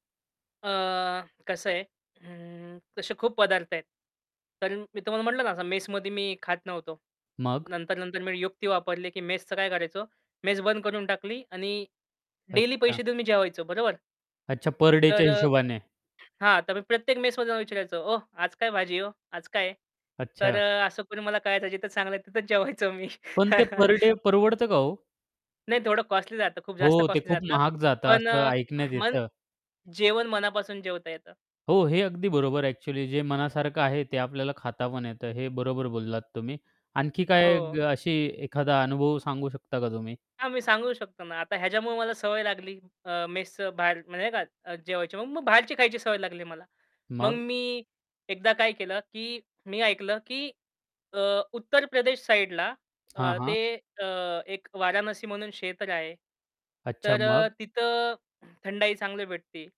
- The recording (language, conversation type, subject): Marathi, podcast, तुम्हाला रस्त्यावरची कोणती खाण्याची गोष्ट सर्वात जास्त आवडते?
- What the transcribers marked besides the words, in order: in English: "डेली"; distorted speech; tapping; other background noise; laughing while speaking: "तिथेच जेवायचो मी"; chuckle; in English: "कॉस्टली"; in English: "कॉस्टली"; throat clearing; static; throat clearing